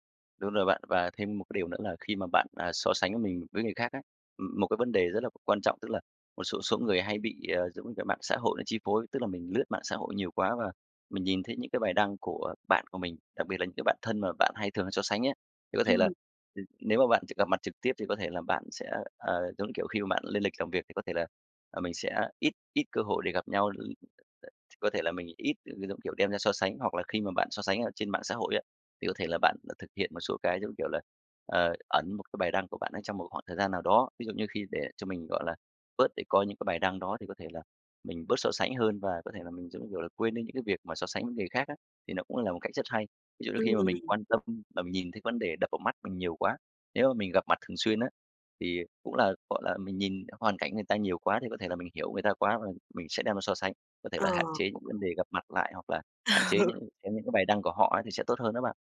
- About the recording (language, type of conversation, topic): Vietnamese, advice, Làm sao để ngừng so sánh bản thân với người khác?
- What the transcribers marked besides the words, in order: other noise; tapping; other background noise; laughing while speaking: "Ừ"